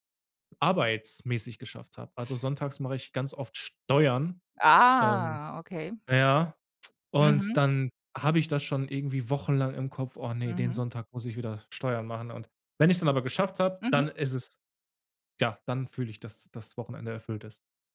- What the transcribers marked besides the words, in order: tapping; drawn out: "Ah"
- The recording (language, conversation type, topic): German, podcast, Was macht ein Wochenende für dich wirklich erfüllend?